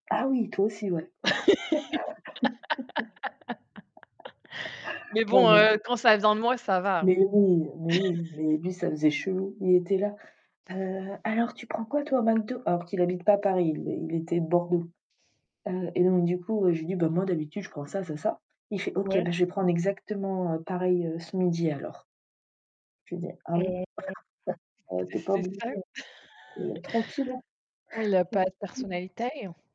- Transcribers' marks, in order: laugh; laugh; tapping; chuckle; static; distorted speech; chuckle; laugh; put-on voice: "personnalité"; stressed: "personnalité"; chuckle; unintelligible speech
- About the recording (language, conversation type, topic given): French, unstructured, Quelle est votre relation avec les réseaux sociaux ?